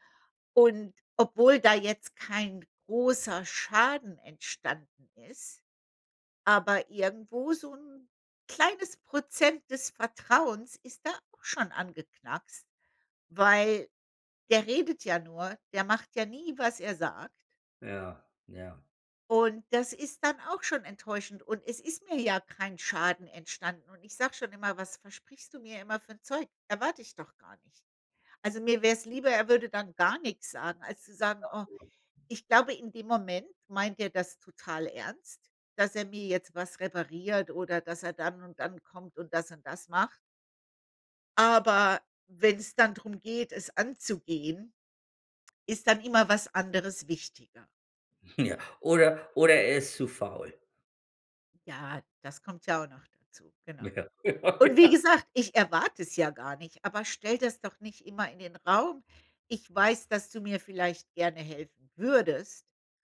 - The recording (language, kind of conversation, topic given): German, unstructured, Wie kann man Vertrauen in einer Beziehung aufbauen?
- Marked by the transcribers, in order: chuckle; laughing while speaking: "Ja, ja genau"